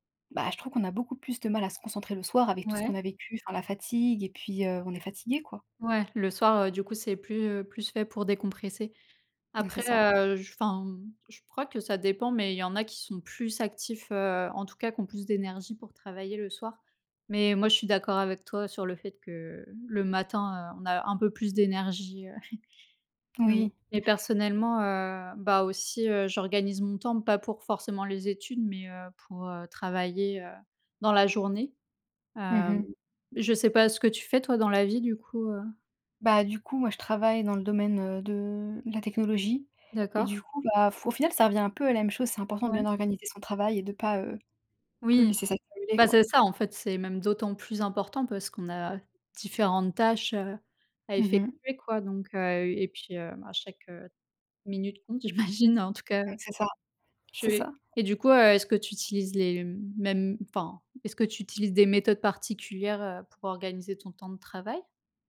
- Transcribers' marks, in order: chuckle; chuckle; other background noise; laughing while speaking: "J'imagine"; tapping
- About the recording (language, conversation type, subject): French, unstructured, Comment organiser son temps pour mieux étudier ?
- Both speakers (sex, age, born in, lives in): female, 25-29, France, France; female, 30-34, France, France